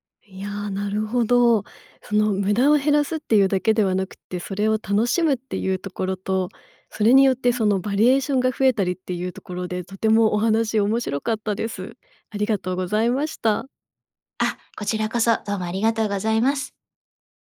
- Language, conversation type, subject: Japanese, podcast, 食材の無駄を減らすために普段どんな工夫をしていますか？
- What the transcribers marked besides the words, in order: none